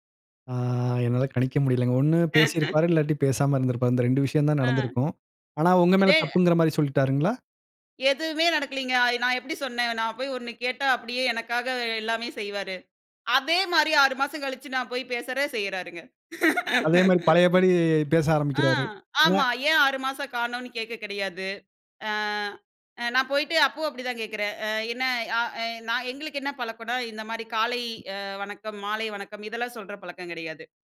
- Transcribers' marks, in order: laugh; laugh; other background noise
- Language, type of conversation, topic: Tamil, podcast, ஒரு உறவு முடிந்ததற்கான வருத்தத்தை எப்படிச் சமாளிக்கிறீர்கள்?